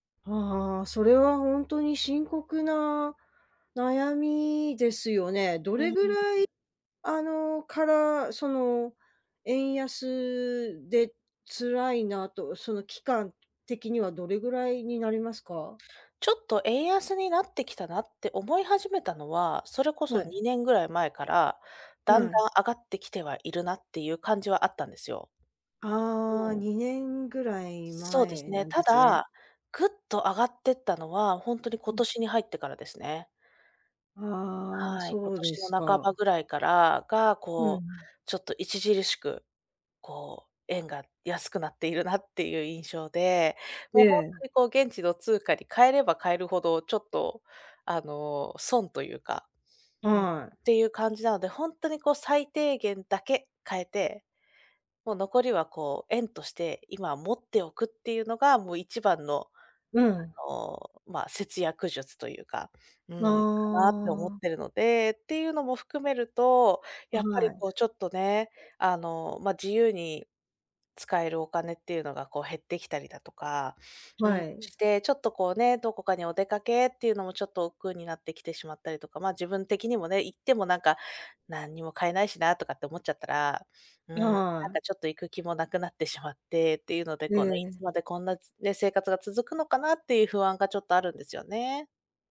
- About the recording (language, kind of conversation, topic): Japanese, advice, 収入が減って生活費の見通しが立たないとき、どうすればよいですか？
- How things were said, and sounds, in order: other background noise